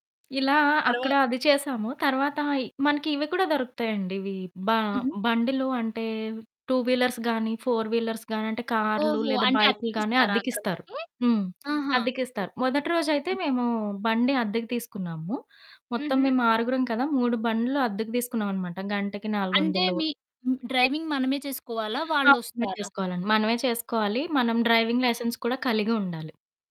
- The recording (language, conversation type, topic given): Telugu, podcast, మీ స్నేహితులతో కలిసి చేసిన ఒక మంచి ప్రయాణం గురించి చెప్పగలరా?
- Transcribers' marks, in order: static; in English: "టూ వీలర్స్"; in English: "ఫోర్ వీలర్స్"; other background noise; in English: "డ్రైవింగ్"; in English: "డ్రైవింగ్ లైసెన్స్"; distorted speech